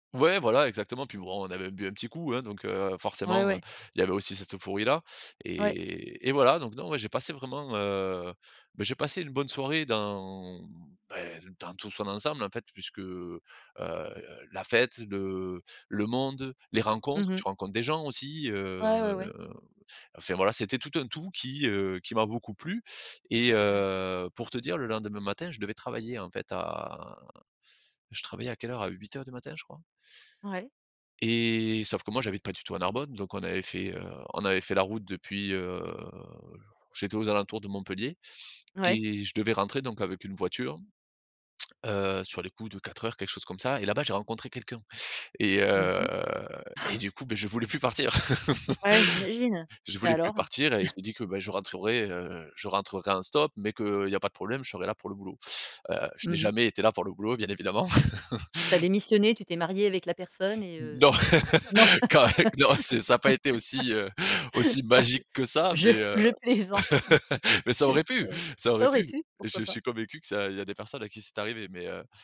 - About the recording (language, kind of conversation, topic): French, podcast, Quel est ton meilleur souvenir de festival entre potes ?
- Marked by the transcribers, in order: drawn out: "dans"; drawn out: "heu"; drawn out: "à"; drawn out: "heu"; drawn out: "heu"; chuckle; laugh; chuckle; laugh; laughing while speaking: "Non, quand eh qu non, c'est"; laugh; joyful: "ça a pas été aussi, heu, aussi magique que ça, mais, heu"; laugh; laughing while speaking: "Je je je plaisante !"; laugh